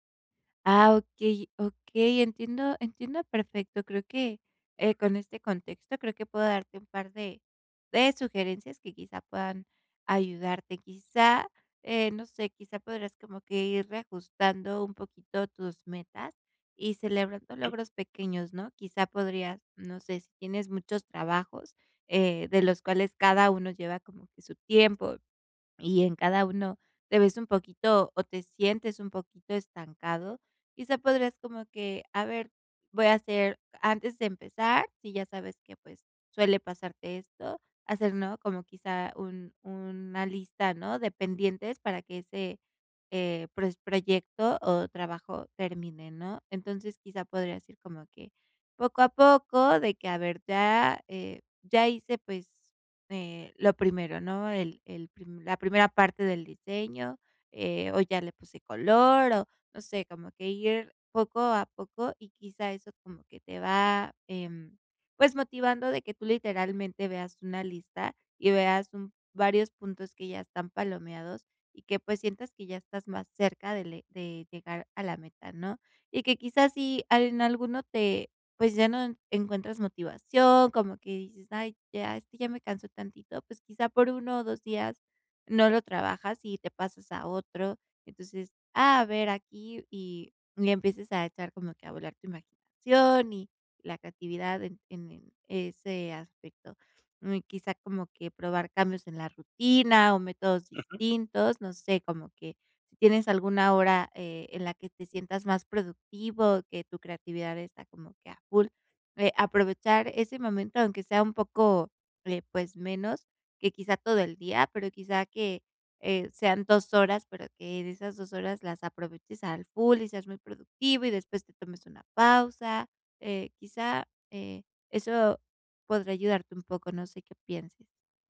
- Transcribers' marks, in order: in English: "full"
- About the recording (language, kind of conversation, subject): Spanish, advice, ¿Cómo puedo mantenerme motivado cuando mi progreso se estanca?